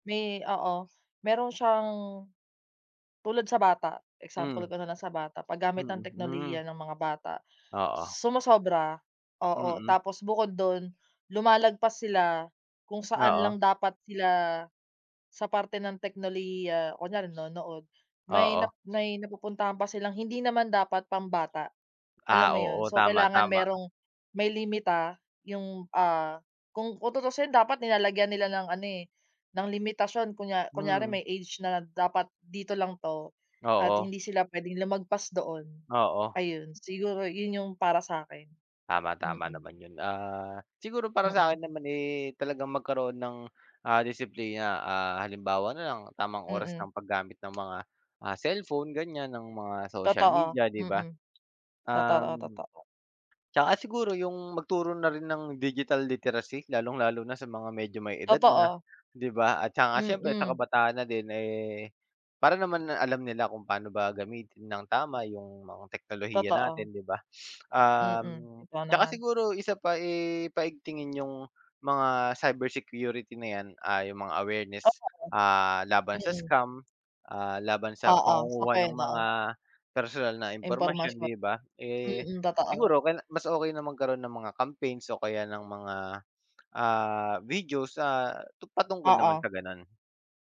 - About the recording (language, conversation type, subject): Filipino, unstructured, Paano mo ginagamit ang teknolohiya sa pang-araw-araw?
- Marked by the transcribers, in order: bird; tapping; other background noise; in English: "digital literacy"; in English: "cybersecurity"; in English: "awareness"